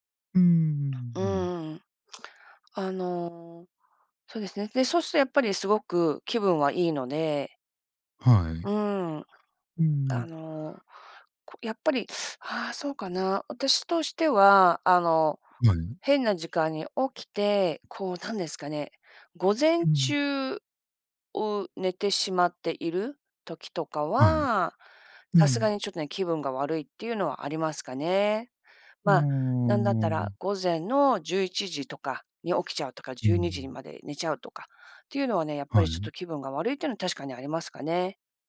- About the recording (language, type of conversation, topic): Japanese, advice, 生活リズムが乱れて眠れず、健康面が心配なのですがどうすればいいですか？
- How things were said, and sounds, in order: lip smack; teeth sucking